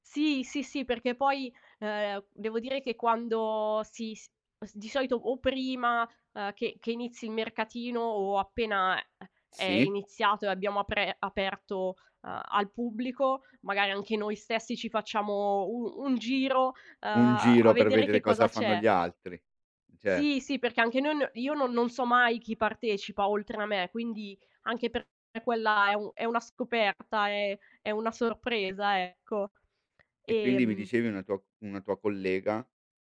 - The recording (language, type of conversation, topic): Italian, podcast, Che valore ha per te condividere le tue creazioni con gli altri?
- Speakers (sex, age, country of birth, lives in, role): female, 30-34, Italy, Italy, guest; male, 45-49, Italy, Italy, host
- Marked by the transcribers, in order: other background noise